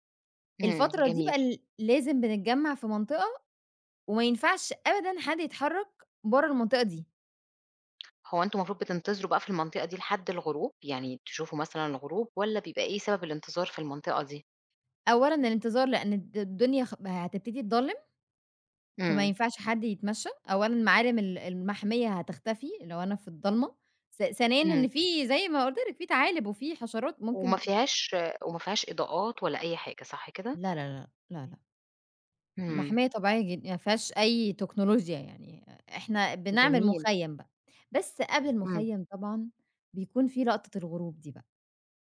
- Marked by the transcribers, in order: none
- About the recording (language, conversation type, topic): Arabic, podcast, إيه أجمل غروب شمس أو شروق شمس شفته وإنت برّه مصر؟